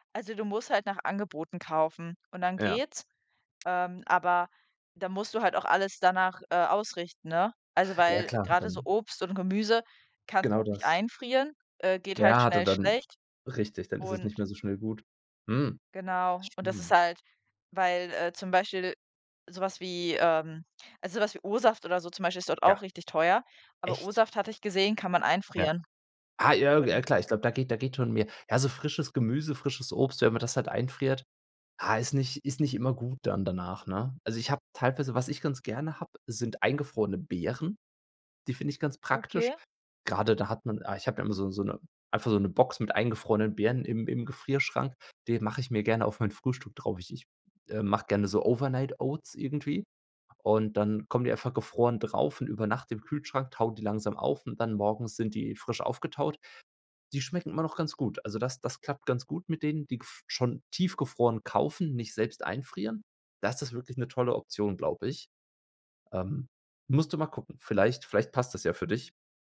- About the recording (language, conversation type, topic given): German, unstructured, Hast du eine Erinnerung, die mit einem bestimmten Essen verbunden ist?
- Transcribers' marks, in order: other background noise; unintelligible speech